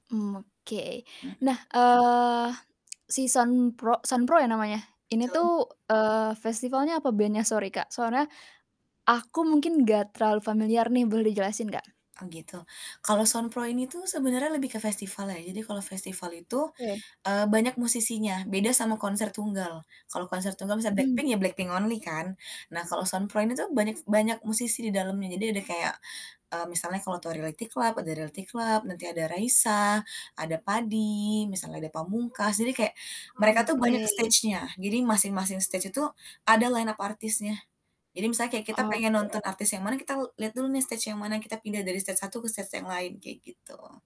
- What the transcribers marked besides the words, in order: other background noise; distorted speech; tsk; in English: "only"; in English: "stage-nya"; in English: "stage"; in English: "line up"; in English: "stage"; in English: "stage"; in English: "stage"
- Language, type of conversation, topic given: Indonesian, podcast, Apa pengalaman paling berkesan yang pernah kamu alami saat membuat atau mendengarkan daftar putar bersama?
- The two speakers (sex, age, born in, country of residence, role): female, 20-24, Indonesia, Indonesia, host; female, 30-34, Indonesia, Indonesia, guest